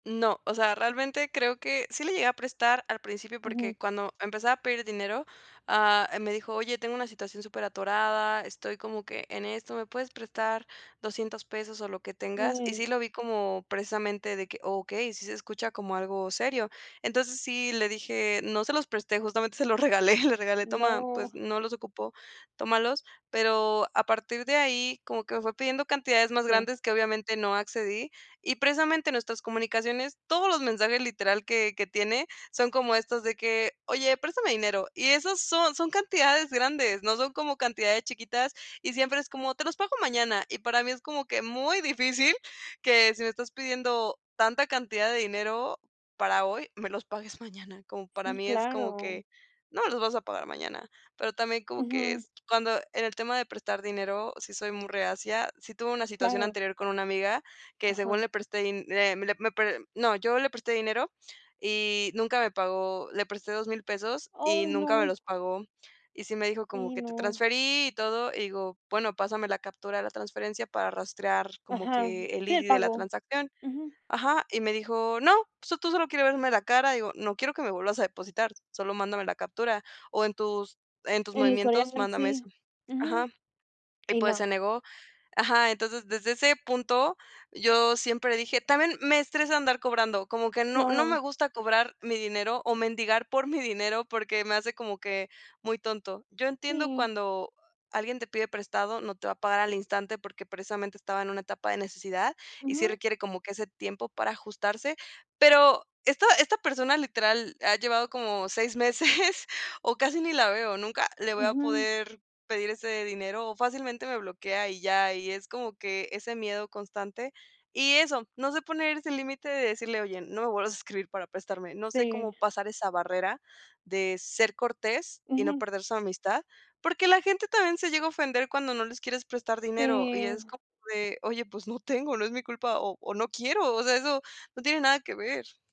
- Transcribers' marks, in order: laughing while speaking: "regalé"; chuckle; other background noise
- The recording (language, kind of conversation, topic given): Spanish, advice, ¿Cómo puedo poner límites a un amigo que siempre me pide favores?